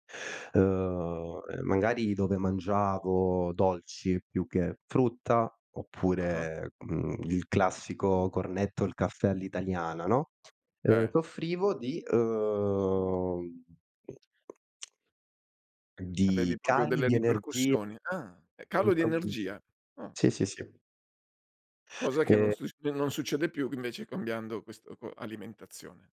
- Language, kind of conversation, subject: Italian, podcast, Com’è davvero la tua routine mattutina?
- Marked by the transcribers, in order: drawn out: "uhm"; drawn out: "uhm"; other noise; unintelligible speech